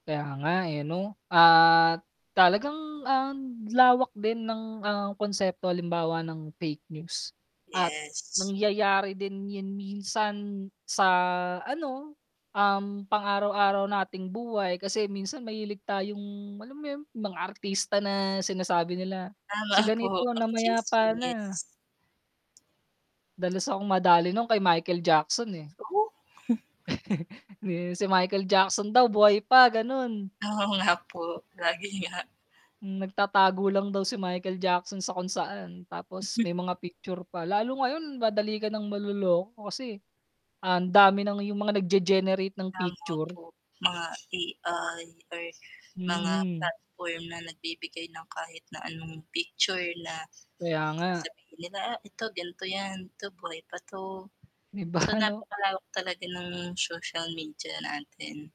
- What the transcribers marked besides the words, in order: static; distorted speech; chuckle; other noise; chuckle; mechanical hum; other background noise; other street noise
- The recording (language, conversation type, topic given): Filipino, unstructured, Paano mo maipapaliwanag ang epekto ng huwad na balita sa lipunan?